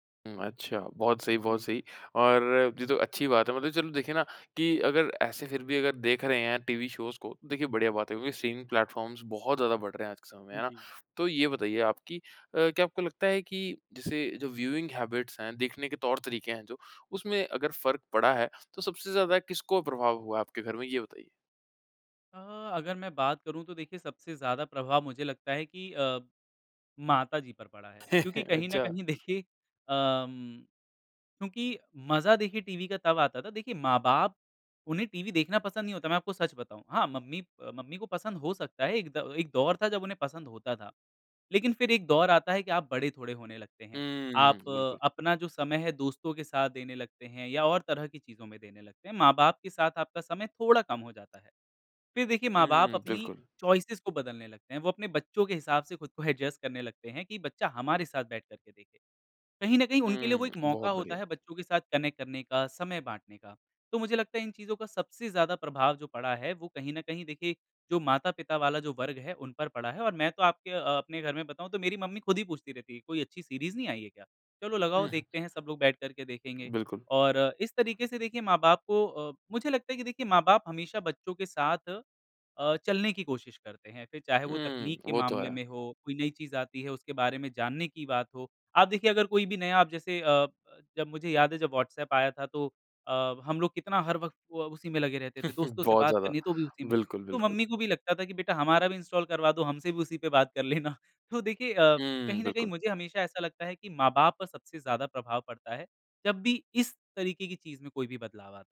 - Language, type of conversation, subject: Hindi, podcast, स्ट्रीमिंग प्लेटफ़ॉर्मों ने टीवी देखने का अनुभव कैसे बदल दिया है?
- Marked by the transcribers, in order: in English: "शोज़"; in English: "स्ट्रीमिंग प्लेटफॉर्म्स"; in English: "व्यूइंग हैबिट्स"; laugh; laughing while speaking: "देखिए"; other background noise; in English: "चॉइसेस"; in English: "एडजस्ट"; in English: "कनेक्ट"; lip smack; in English: "सीरीज़"; chuckle; in English: "इंस्टॉल"; laughing while speaking: "कर लेना"